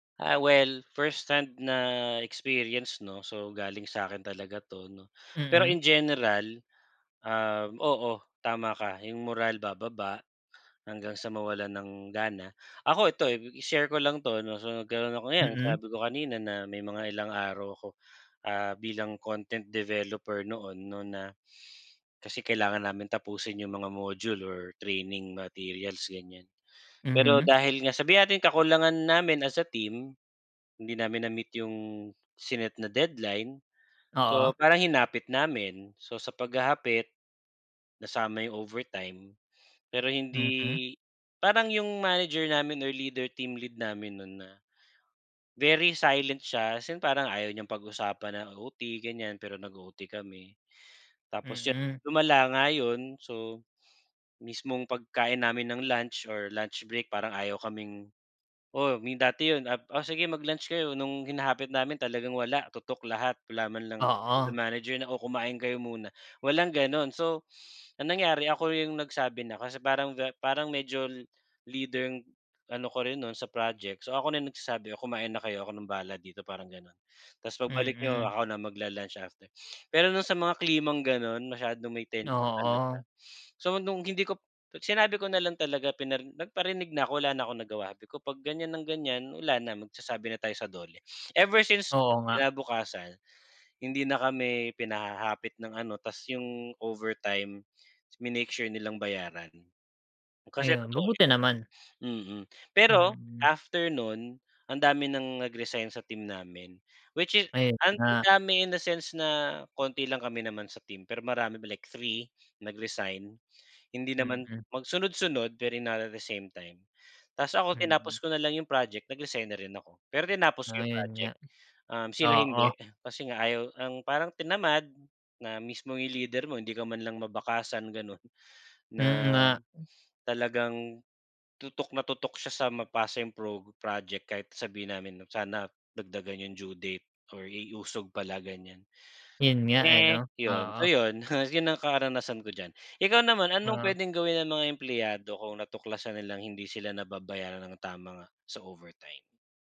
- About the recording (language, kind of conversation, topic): Filipino, unstructured, Ano ang palagay mo sa overtime na hindi binabayaran nang tama?
- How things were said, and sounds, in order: in English: "firsthand"; in English: "content developer"; in English: "training materials"; in English: "very silent"; other background noise; unintelligible speech; tapping; in English: "Ever since"